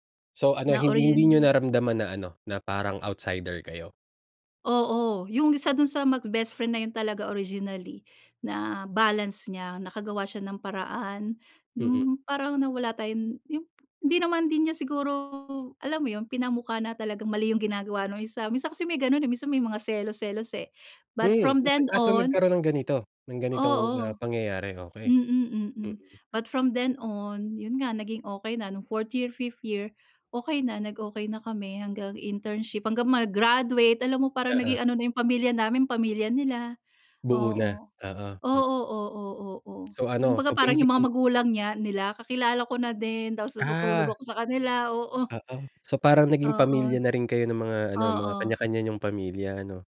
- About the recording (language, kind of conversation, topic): Filipino, podcast, Paano ka nakakahanap ng tunay na mga kaibigan?
- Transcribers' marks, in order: in English: "internship"